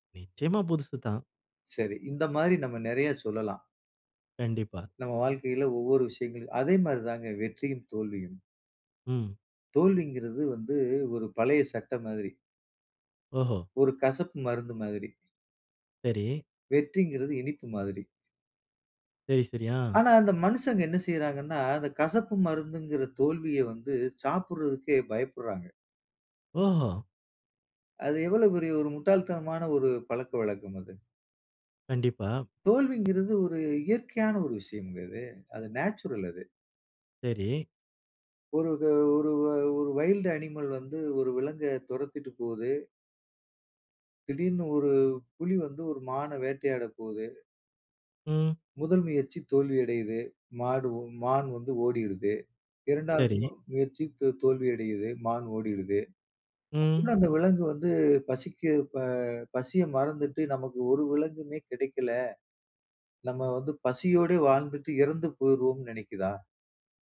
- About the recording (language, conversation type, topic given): Tamil, podcast, தோல்வியால் மனநிலையை எப்படி பராமரிக்கலாம்?
- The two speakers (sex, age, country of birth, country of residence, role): male, 40-44, India, India, guest; male, 40-44, India, India, host
- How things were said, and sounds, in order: other background noise; in English: "நேச்சுரல்"; in English: "வைல்டு அனிமல்"